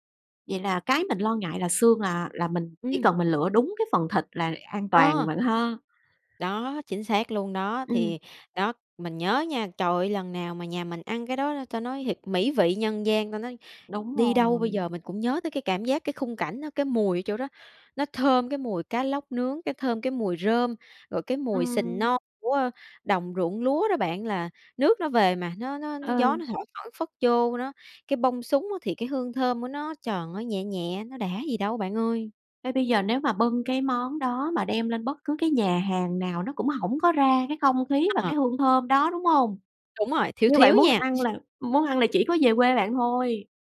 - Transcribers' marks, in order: tapping; other background noise; unintelligible speech
- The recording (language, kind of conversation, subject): Vietnamese, podcast, Có món ăn nào khiến bạn nhớ về nhà không?